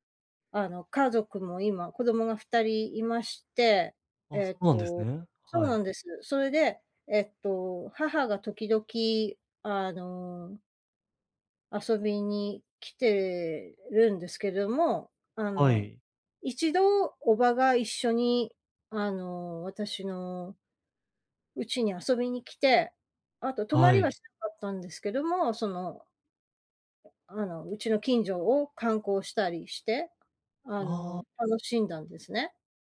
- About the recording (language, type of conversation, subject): Japanese, advice, 建設的でない批判から自尊心を健全かつ効果的に守るにはどうすればよいですか？
- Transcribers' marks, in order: none